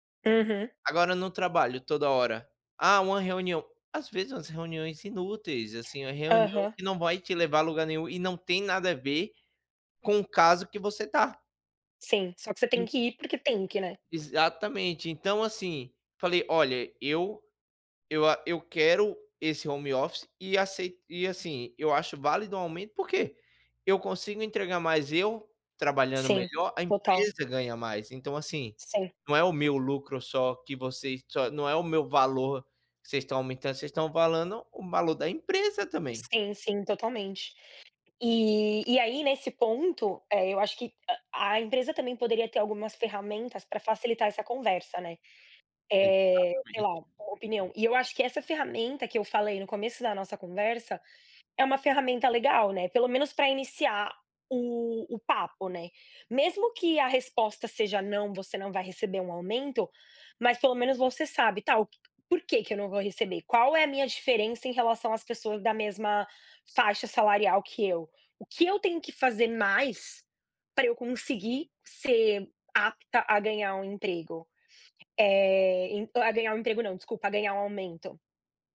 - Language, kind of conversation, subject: Portuguese, unstructured, Você acha que é difícil negociar um aumento hoje?
- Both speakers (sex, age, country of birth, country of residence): female, 30-34, Brazil, United States; male, 25-29, Brazil, United States
- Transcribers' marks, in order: other background noise; tapping; in English: "home office"